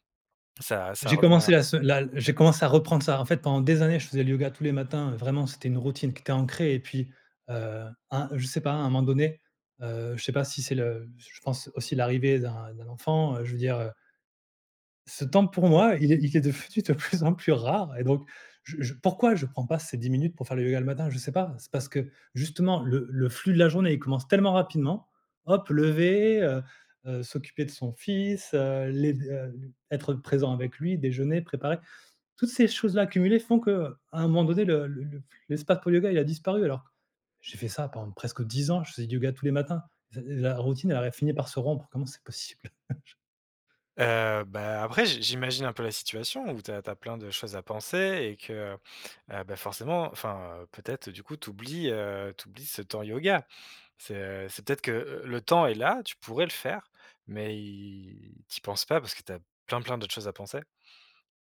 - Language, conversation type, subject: French, advice, Comment votre mode de vie chargé vous empêche-t-il de faire des pauses et de prendre soin de vous ?
- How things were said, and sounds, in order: laughing while speaking: "defenu de plus en plus"; "devenu" said as "defenu"; tapping; chuckle